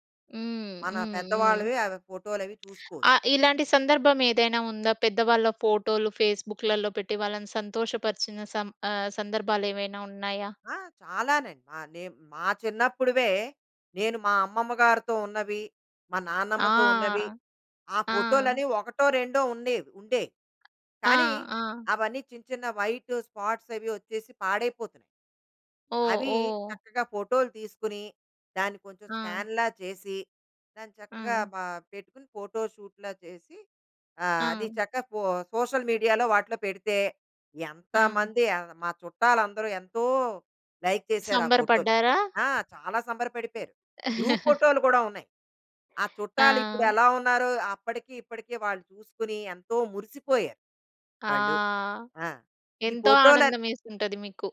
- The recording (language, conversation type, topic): Telugu, podcast, సోషల్ మీడియా మీ జీవితాన్ని ఎలా మార్చింది?
- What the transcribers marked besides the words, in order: lip smack; in English: "ఫేస్‌బుక్‌లల్లో"; tapping; in English: "స్కాన్‌లా"; in English: "ఫోటోషూట్‌లా"; in English: "సోషల్ మీడియాలో"; unintelligible speech; drawn out: "ఎంతో"; in English: "గ్రూప్"; laugh